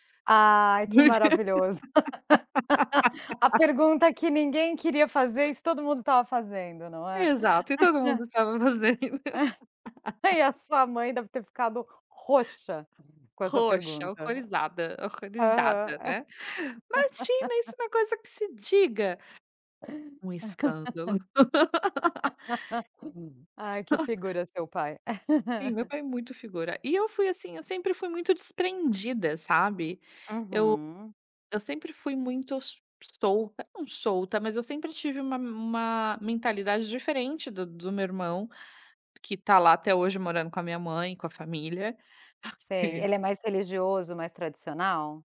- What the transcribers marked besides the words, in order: laugh; laugh; chuckle; laughing while speaking: "fazendo"; put-on voice: "Imagina, isso não é uma coisa que se diga"; laugh; laugh; chuckle
- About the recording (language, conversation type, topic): Portuguese, podcast, Como foi sair da casa dos seus pais pela primeira vez?